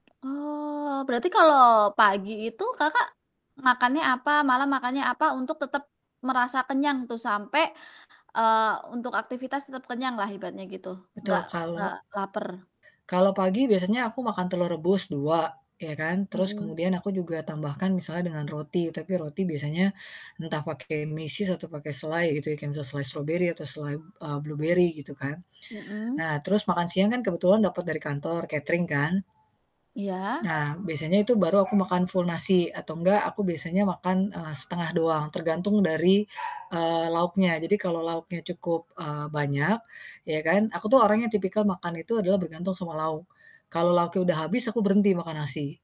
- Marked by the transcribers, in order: other background noise; static; dog barking
- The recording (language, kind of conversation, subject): Indonesian, podcast, Bagaimana cara kamu mengatur porsi nasi setiap kali makan?